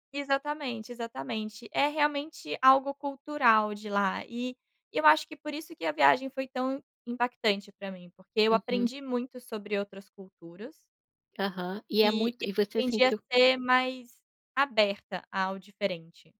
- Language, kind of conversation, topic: Portuguese, podcast, Que viagem marcou você e mudou a sua forma de ver a vida?
- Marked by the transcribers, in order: none